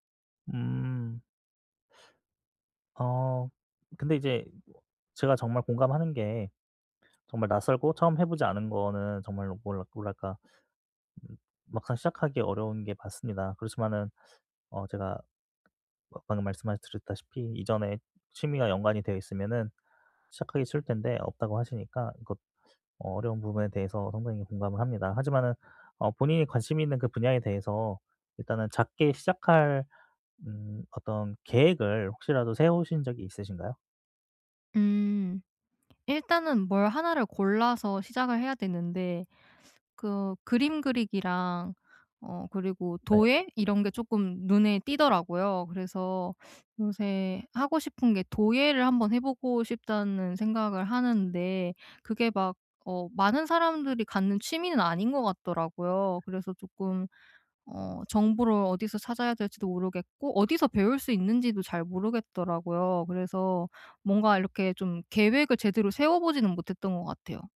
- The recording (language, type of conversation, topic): Korean, advice, 새로운 취미를 시작하는 게 무서운데 어떻게 시작하면 좋을까요?
- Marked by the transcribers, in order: other background noise